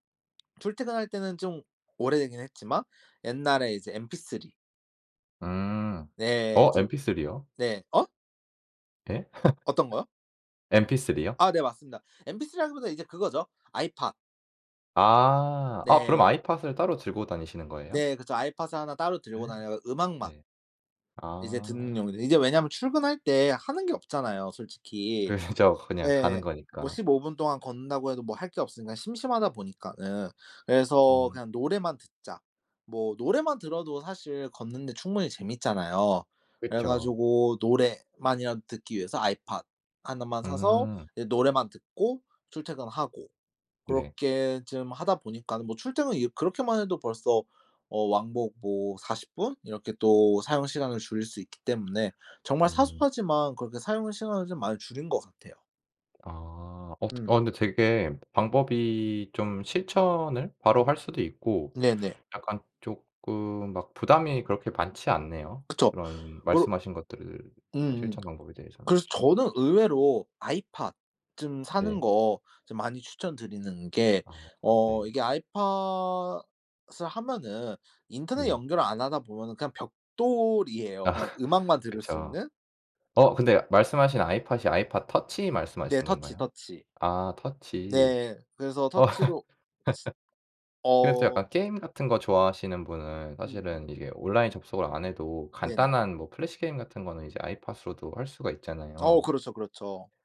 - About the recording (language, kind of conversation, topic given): Korean, podcast, 휴대폰 사용하는 습관을 줄이려면 어떻게 하면 좋을까요?
- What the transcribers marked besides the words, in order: other background noise; laugh; gasp; laughing while speaking: "그렇죠"; tapping; laughing while speaking: "아"; laughing while speaking: "어"; laugh